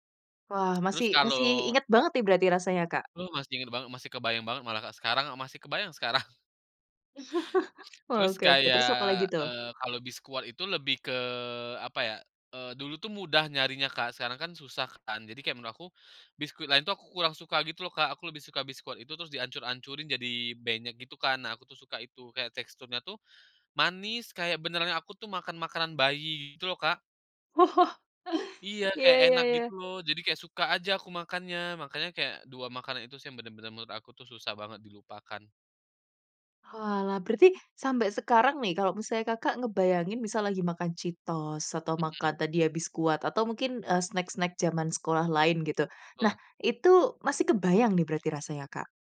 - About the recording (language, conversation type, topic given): Indonesian, podcast, Jajanan sekolah apa yang paling kamu rindukan sekarang?
- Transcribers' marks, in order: chuckle; chuckle; in English: "snack-snack"